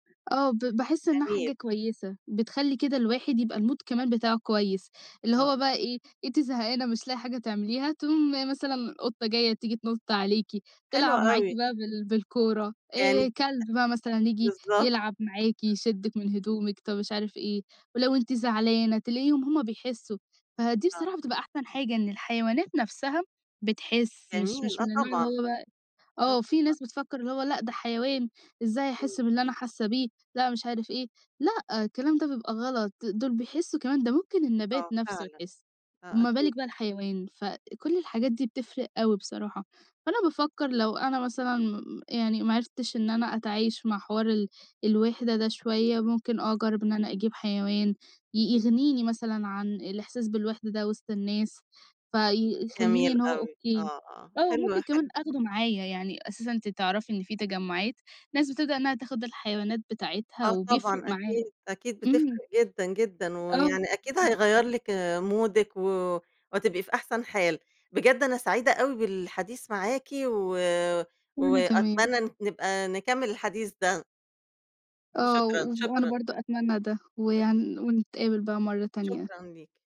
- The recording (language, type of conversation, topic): Arabic, podcast, إزاي الواحد ممكن يحس بالوحدة وهو وسط الناس؟
- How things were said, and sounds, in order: in English: "المود"; tapping; other noise; unintelligible speech; in English: "مودِك"